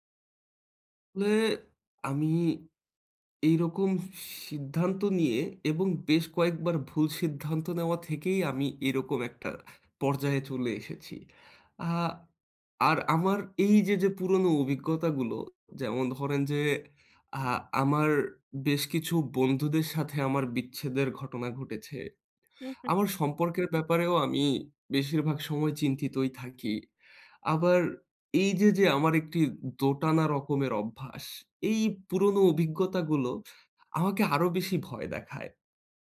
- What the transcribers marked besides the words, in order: none
- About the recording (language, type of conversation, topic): Bengali, advice, আমি কীভাবে ভবিষ্যতে অনুশোচনা কমিয়ে বড় সিদ্ধান্ত নেওয়ার প্রস্তুতি নেব?